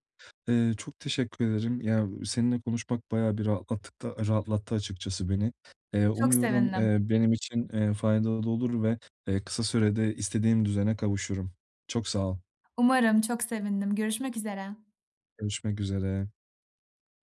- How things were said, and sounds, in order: other background noise
- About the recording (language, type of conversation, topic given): Turkish, advice, Yeni bir yerde beslenme ve uyku düzenimi nasıl iyileştirebilirim?